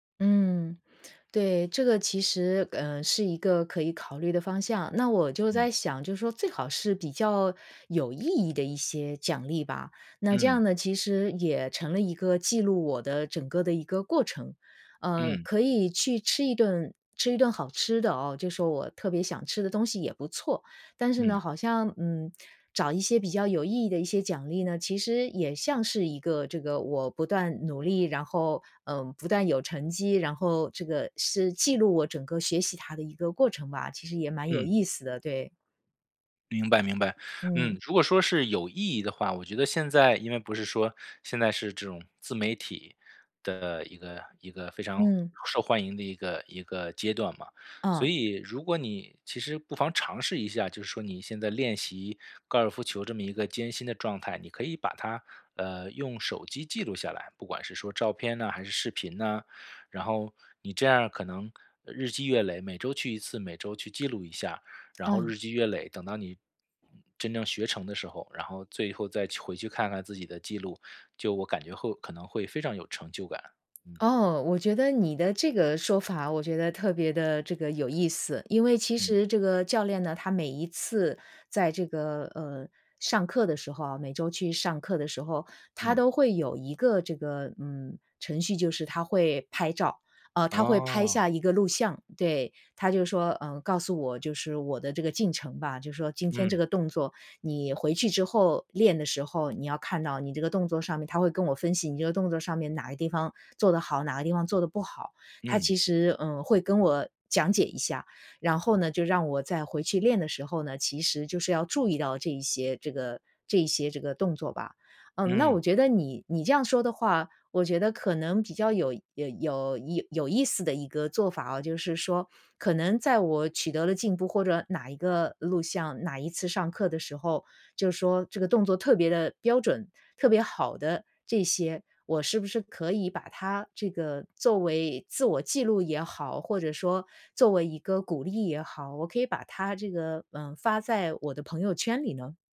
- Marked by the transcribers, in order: other background noise
- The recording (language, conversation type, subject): Chinese, advice, 我该如何选择一个有意义的奖励？